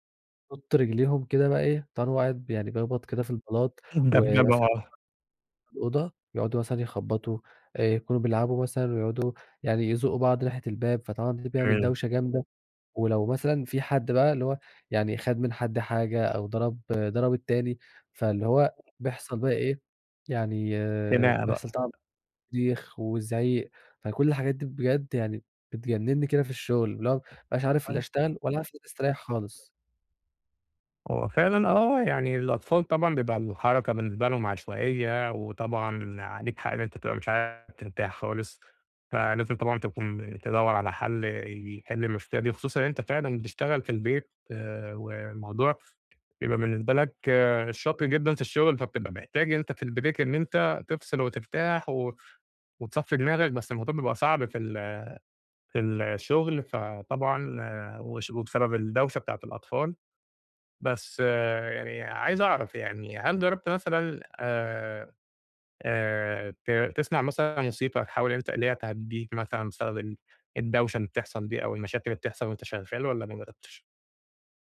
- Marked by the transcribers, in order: unintelligible speech; tapping; other background noise; unintelligible speech; in English: "الBreak"
- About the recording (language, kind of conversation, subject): Arabic, advice, إزاي أقدر أسترخى في البيت مع الدوشة والمشتتات؟